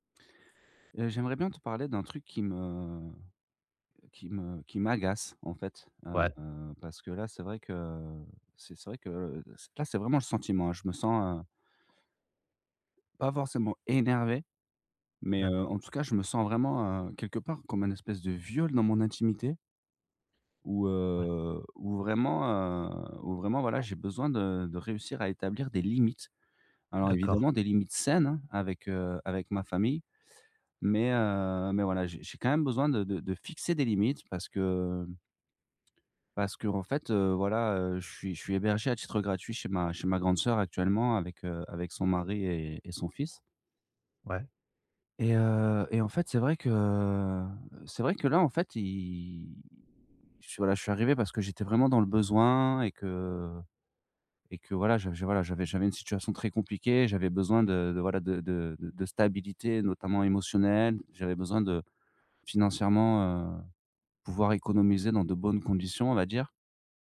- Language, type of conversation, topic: French, advice, Comment puis-je établir des limites saines au sein de ma famille ?
- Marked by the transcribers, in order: stressed: "énervé"; drawn out: "i"